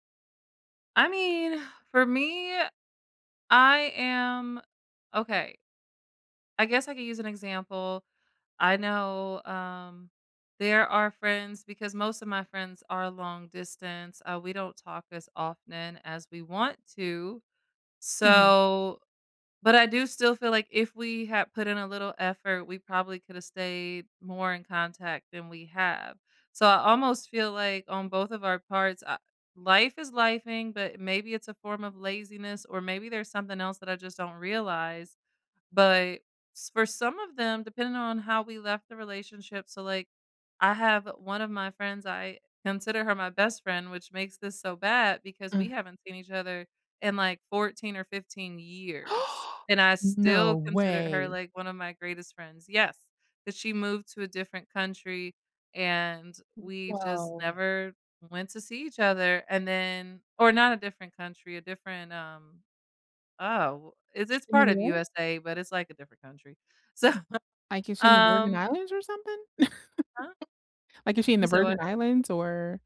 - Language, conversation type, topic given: English, unstructured, How should I handle old friendships resurfacing after long breaks?
- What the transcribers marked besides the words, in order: tapping; gasp; other background noise; laughing while speaking: "So"; laugh